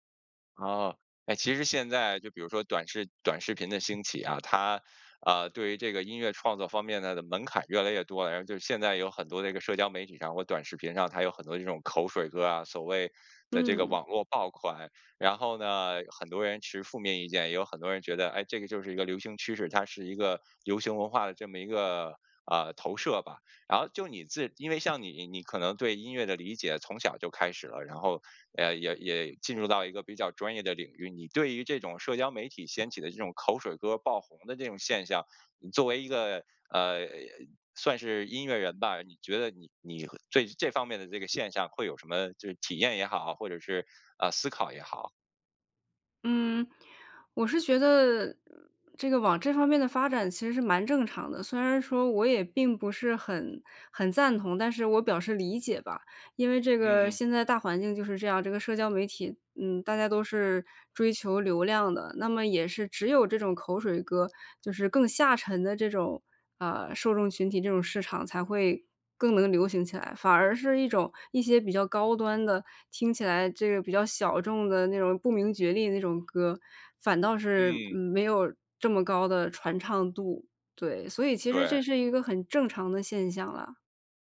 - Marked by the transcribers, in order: none
- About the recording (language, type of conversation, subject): Chinese, podcast, 你对音乐的热爱是从哪里开始的？